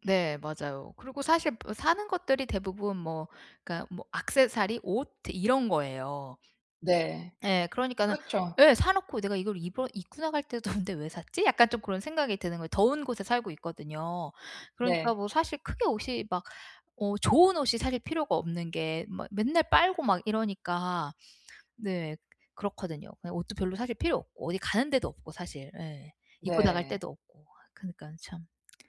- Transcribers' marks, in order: laughing while speaking: "없는데"; other background noise
- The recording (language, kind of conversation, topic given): Korean, advice, 감정적 위로를 위해 충동적으로 소비하는 습관을 어떻게 멈출 수 있을까요?